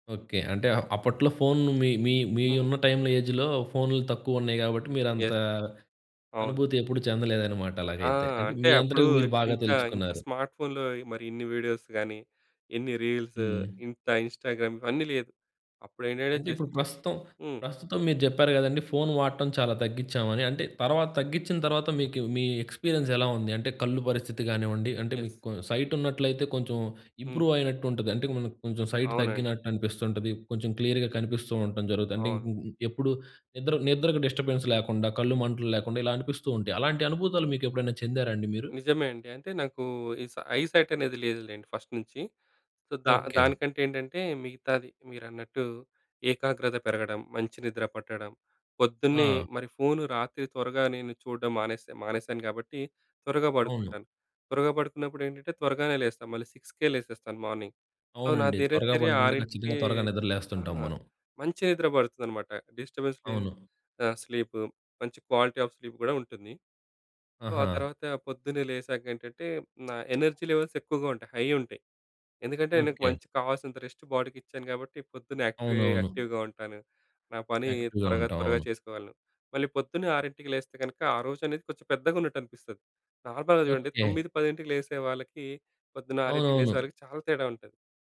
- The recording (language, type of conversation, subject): Telugu, podcast, ఒక రోజంతా ఫోన్ లేకుండా గడపడానికి నువ్వు ఎలా ప్రణాళిక వేసుకుంటావు?
- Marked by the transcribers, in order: in English: "టైమ్‌లో ఏజ్‌లో"; in English: "యెస్"; "తెలుసకున్నారు" said as "తెలుచుకున్నారు"; in English: "స్మార్ట్ ఫోన్‌లో"; in English: "వీడియోస్"; in English: "రీల్స్"; in English: "ఇన్‌స్టాగ్రామ్"; in English: "జస్ట్"; in English: "ఎక్స్‌పీరియన్స్"; in English: "యెస్"; in English: "ఇంప్రూవ్"; in English: "సైట్"; in English: "క్లియర్‌గా"; in English: "డిస్టర్బెన్స్"; "అనుభూతులు" said as "అనుభూతాలు"; in English: "సై ఐ సైట్"; in English: "ఫస్ట్"; in English: "సో"; tapping; in English: "సిక్స్‌కే"; in English: "మార్నింగ్. సో"; in English: "డిస్టర్బెన్స్"; in English: "క్వాలిటీ ఆఫ్ స్లీప్"; in English: "సో"; in English: "ఎనర్జీ లెవెల్స్"; other background noise; in English: "హై"; in English: "రెస్ట్"; in English: "యాక్టివ్‌గా"; in English: "యాక్టివ్‌గా"; in English: "నార్మల్‌గా"